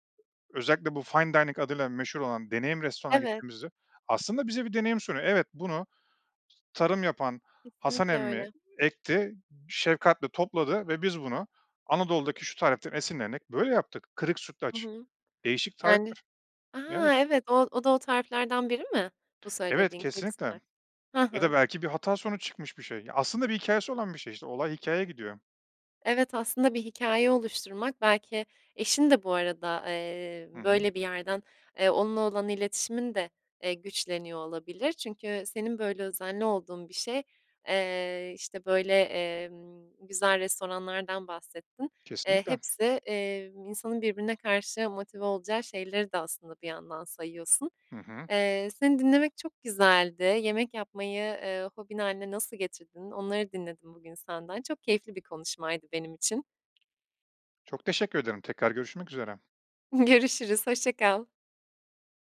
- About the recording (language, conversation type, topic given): Turkish, podcast, Yemek yapmayı hobi hâline getirmek isteyenlere ne önerirsiniz?
- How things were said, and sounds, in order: in English: "fine dining"; drawn out: "A"; laughing while speaking: "Görüşürüz"